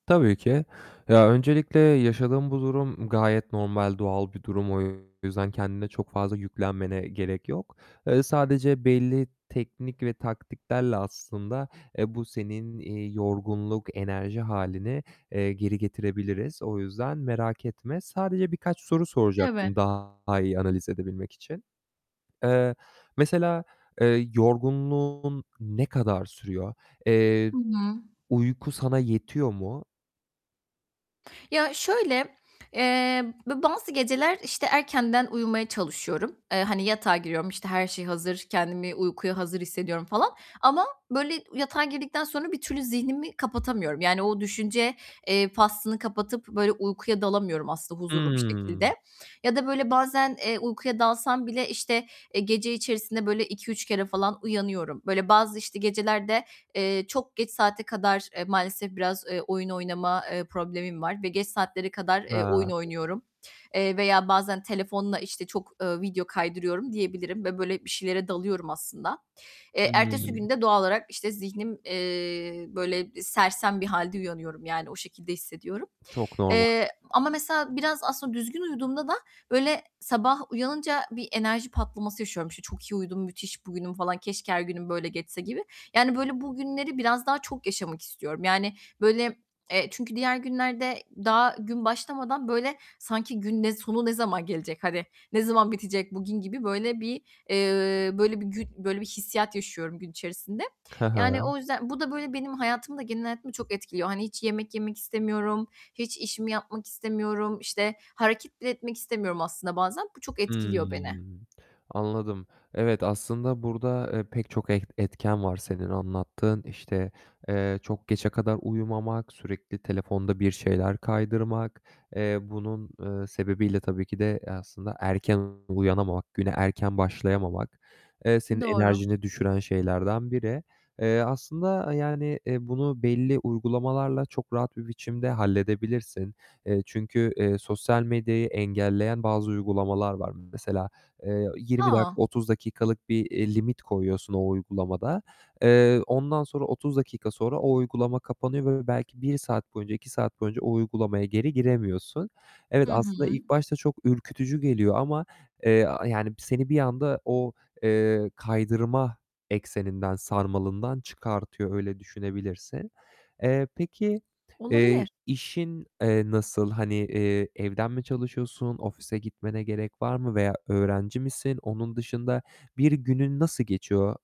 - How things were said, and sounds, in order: distorted speech; other background noise; tapping; static
- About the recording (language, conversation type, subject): Turkish, advice, Günlük yaşamda enerjimi ve yorgunluğumu nasıl daha iyi yönetebilirim?